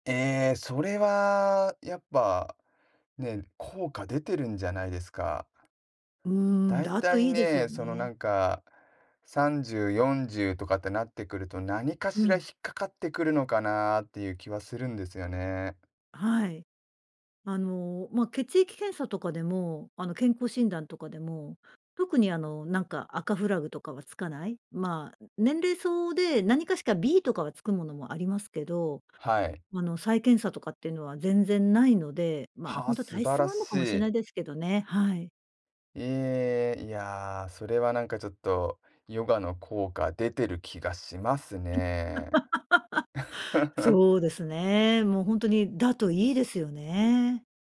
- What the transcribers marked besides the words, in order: other noise; laugh; chuckle
- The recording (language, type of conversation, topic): Japanese, podcast, 運動を続けるためのモチベーションは、どうやって保っていますか？